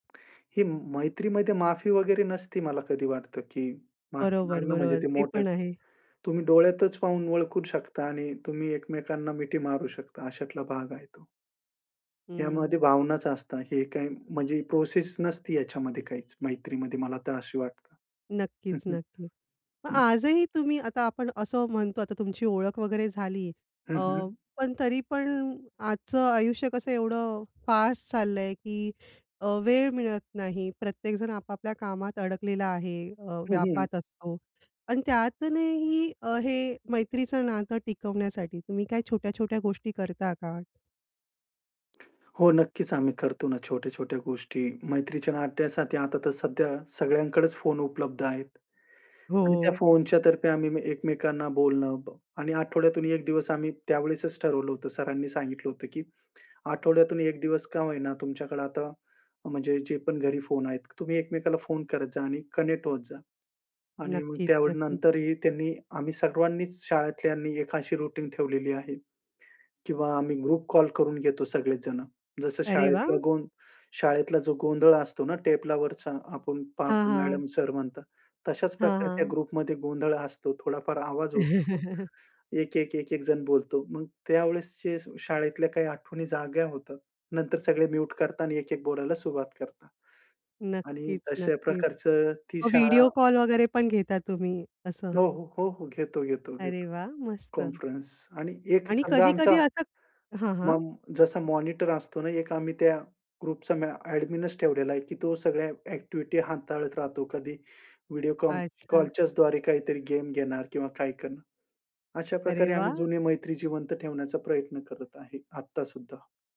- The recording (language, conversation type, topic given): Marathi, podcast, जुनी मैत्री पुन्हा नव्याने कशी जिवंत कराल?
- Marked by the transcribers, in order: sigh; inhale; in English: "प्रोसेस"; other background noise; in English: "कनेक्ट"; in English: "रुटीन"; in English: "ग्रुप"; in English: "ग्रुपमध्ये"; chuckle; in English: "म्युट"; joyful: "अरे वाह! मस्त"; in English: "कॉन्फरन्स"; in English: "मॉनिटर"; in English: "ॲडमिनचं"; in English: "ॲक्टिव्हिटी"; in English: "गेम"; joyful: "अरे वाह!"